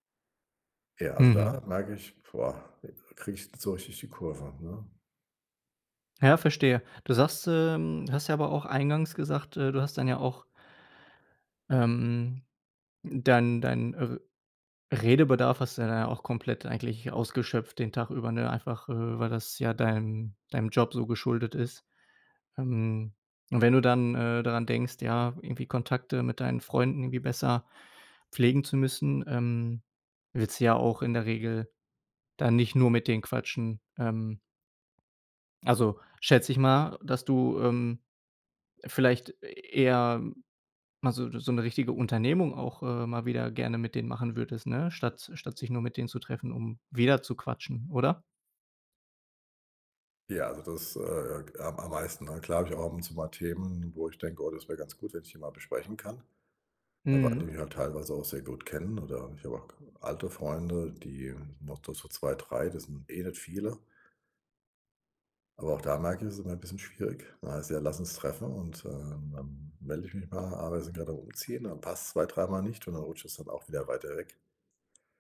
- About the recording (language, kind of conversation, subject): German, advice, Wie kann ich mit Einsamkeit trotz Arbeit und Alltag besser umgehen?
- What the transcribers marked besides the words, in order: stressed: "wieder"